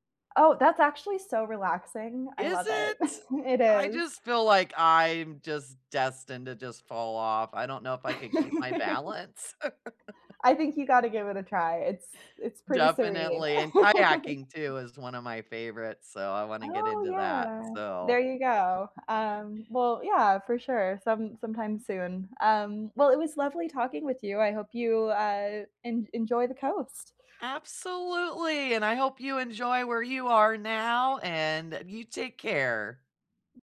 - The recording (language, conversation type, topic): English, unstructured, What is a memory about your town that makes you smile?
- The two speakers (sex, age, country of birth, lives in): female, 25-29, United States, United States; female, 45-49, United States, United States
- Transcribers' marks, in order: chuckle; chuckle; chuckle; laugh; chuckle